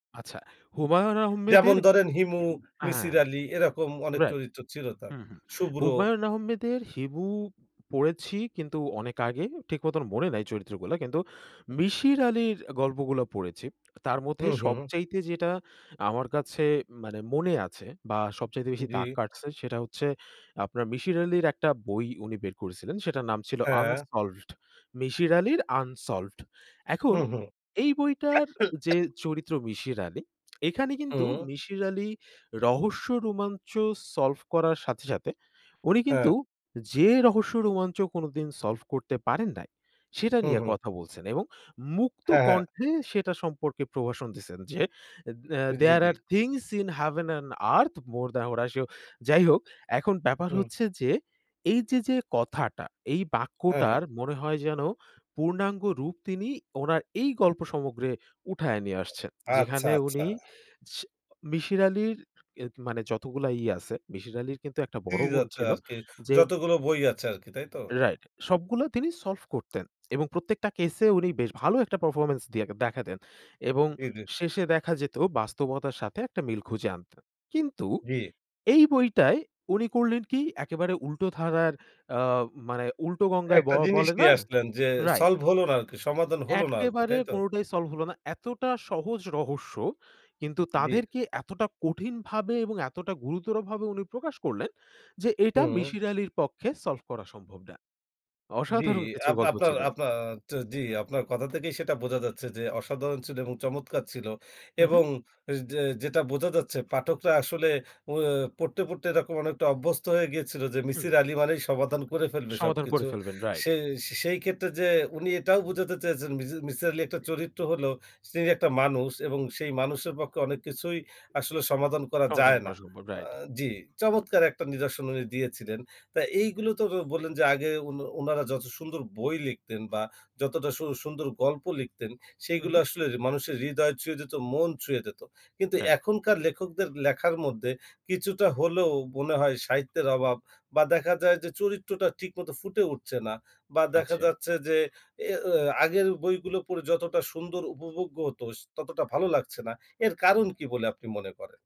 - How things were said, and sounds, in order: cough; in English: "দেয়ার আর থিংস ইন হেভেন অ্যান্ড আর্থ মর দান ওরা"
- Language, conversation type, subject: Bengali, podcast, তুমি গল্পের আইডিয়া কোথা থেকে পাও?